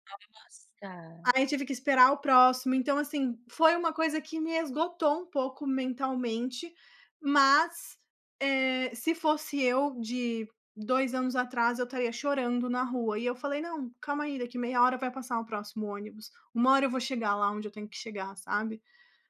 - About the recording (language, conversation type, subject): Portuguese, podcast, Como você lida com imprevistos em viagens hoje em dia?
- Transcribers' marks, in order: drawn out: "Nossa!"